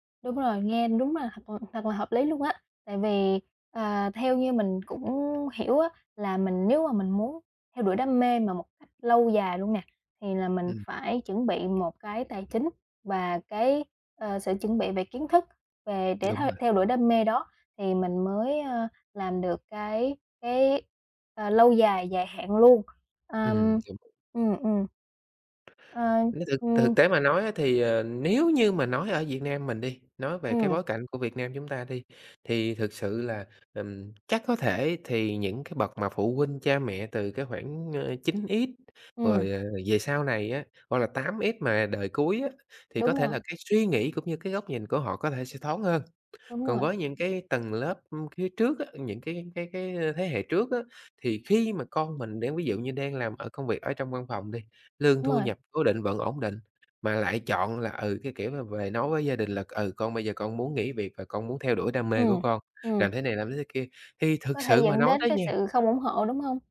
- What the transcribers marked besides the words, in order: tapping; other background noise
- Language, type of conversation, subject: Vietnamese, podcast, Bạn nghĩ thế nào về việc theo đuổi đam mê hay chọn một công việc ổn định?